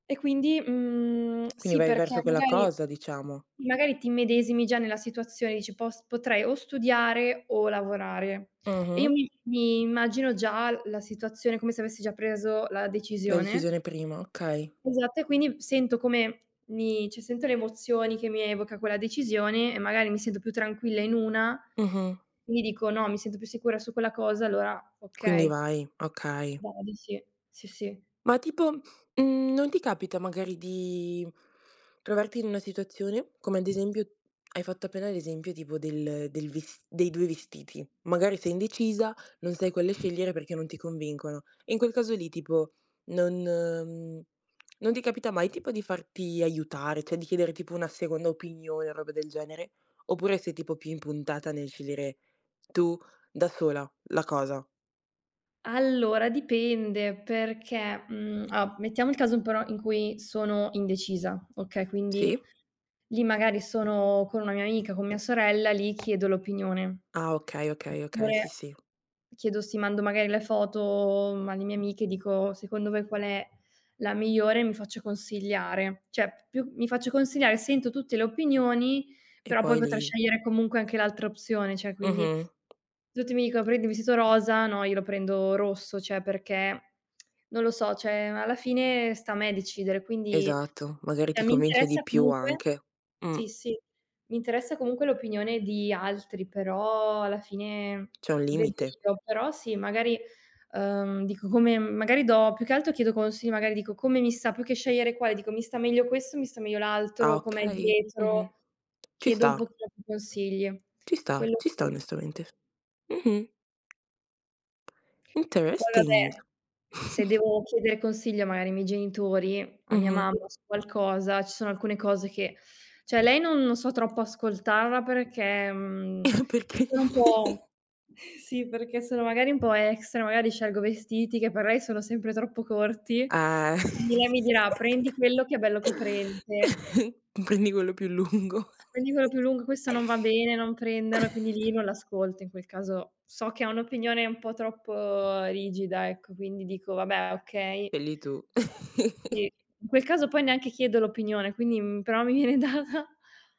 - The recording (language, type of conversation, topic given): Italian, podcast, Come fai a non farti prendere dall’ansia quando devi prendere una decisione?
- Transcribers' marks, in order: tapping; background speech; other background noise; unintelligible speech; drawn out: "di"; other noise; tongue click; "cioè" said as "ceh"; drawn out: "però"; in English: "Interesting"; put-on voice: "Interesting"; chuckle; chuckle; laughing while speaking: "sì"; giggle; giggle; chuckle; laughing while speaking: "lungo"; giggle; chuckle; chuckle; laughing while speaking: "data"